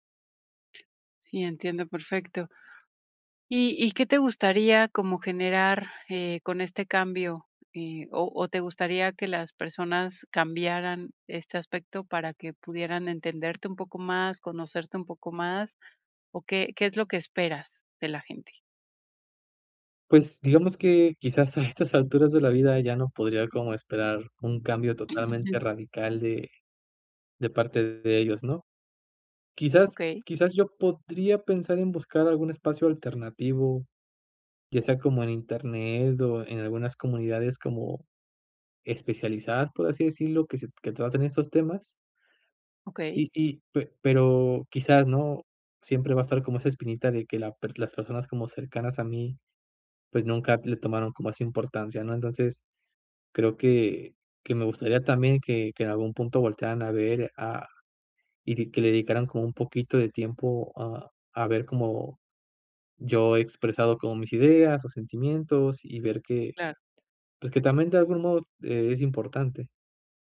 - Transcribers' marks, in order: other background noise; laughing while speaking: "a estas"; chuckle
- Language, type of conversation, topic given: Spanish, advice, ¿Por qué ocultas tus aficiones por miedo al juicio de los demás?